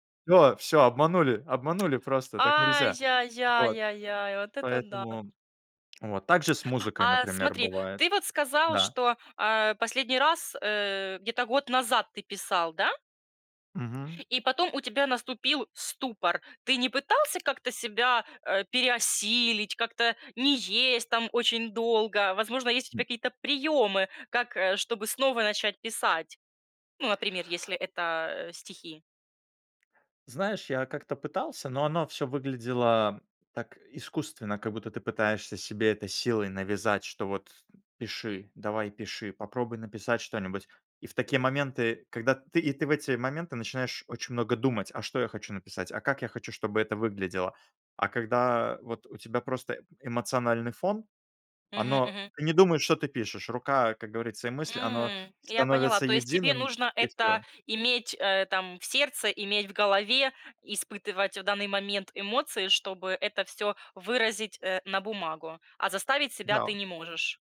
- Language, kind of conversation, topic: Russian, podcast, Как у тебя обычно рождаются творческие идеи?
- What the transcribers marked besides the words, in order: tapping